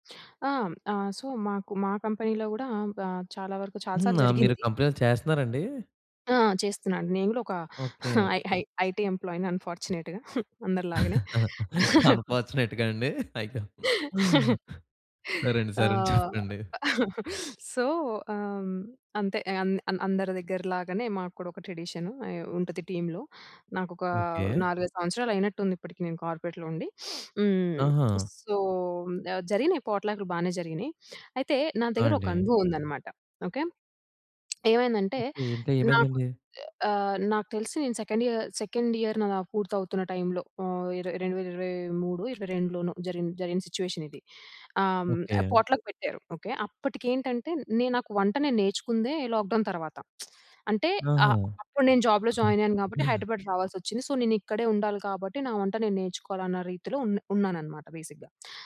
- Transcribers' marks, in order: in English: "సో"; in English: "కంపెనీలో"; in English: "కంపెనీ‌లో"; laughing while speaking: "ఐ ఐ ఐ ఐటీ ఎంప్లాయీ‌ని అన్‌ఫార్చునేట్‌గా అందరిలాగానే"; in English: "ఐ ఐ ఐ ఐటీ ఎంప్లాయీ‌ని అన్‌ఫార్చునేట్‌గా"; laughing while speaking: "అన్‌ఫార్చునేట్‌గాండి. అయ్యో! సరే అండి. సరే అండి చెప్పండి"; in English: "అన్‌ఫార్చునేట్‌గాండి"; chuckle; in English: "సో"; other background noise; in English: "టీమ్‌లో"; in English: "కార్పొరేట్‌లో"; sniff; tapping; in English: "సో"; in English: "సెకండ్ ఇయర్, సెకండ్ ఇయర్"; in English: "పాట్‌లక్"; in English: "లాక్ డౌన్"; lip smack; in English: "జాబ్‌లో"; in English: "సో"; in English: "బేసిక్‌గా"
- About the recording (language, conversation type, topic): Telugu, podcast, పొట్లక్‌కు మీరు సాధారణంగా ఏమి తీసుకెళ్తారు?